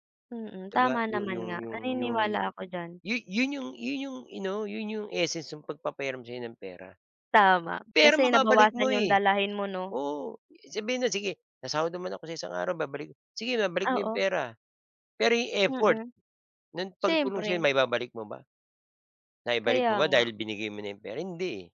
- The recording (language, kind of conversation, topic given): Filipino, unstructured, Paano mo ipinapakita ang pasasalamat mo sa mga taong tumutulong sa iyo?
- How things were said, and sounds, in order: tapping